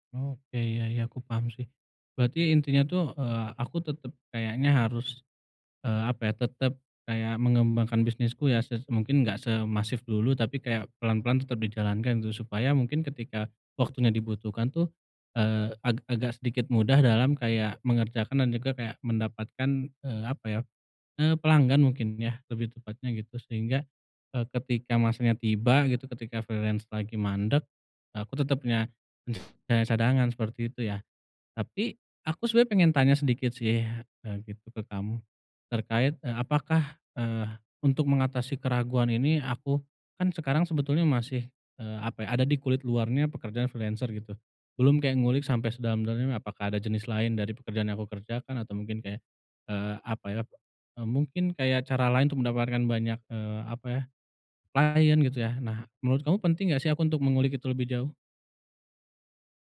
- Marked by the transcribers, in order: in English: "freelance"; sneeze; in English: "freelancer"
- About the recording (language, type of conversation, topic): Indonesian, advice, Bagaimana cara mengatasi keraguan dan penyesalan setelah mengambil keputusan?